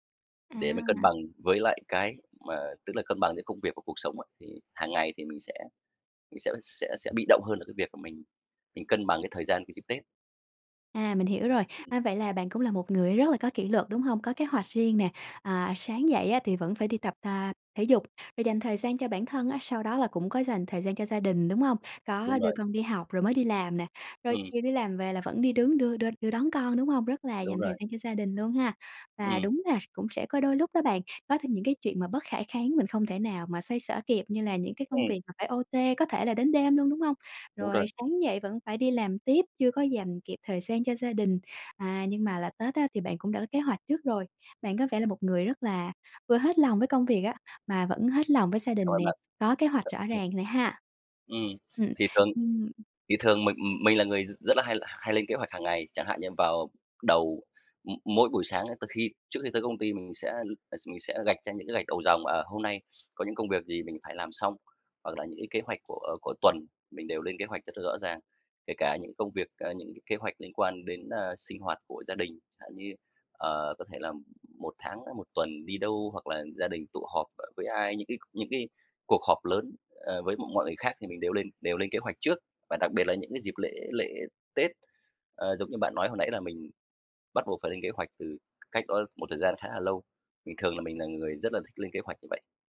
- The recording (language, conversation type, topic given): Vietnamese, podcast, Bạn đánh giá cân bằng giữa công việc và cuộc sống như thế nào?
- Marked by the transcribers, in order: tapping; in English: "O-T"; other noise; sniff